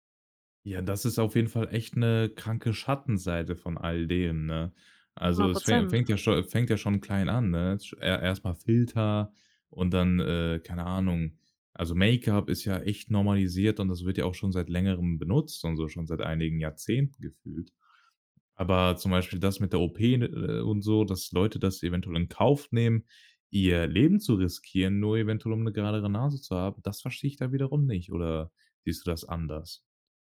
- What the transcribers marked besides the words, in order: none
- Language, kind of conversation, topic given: German, podcast, Wie beeinflussen Filter dein Schönheitsbild?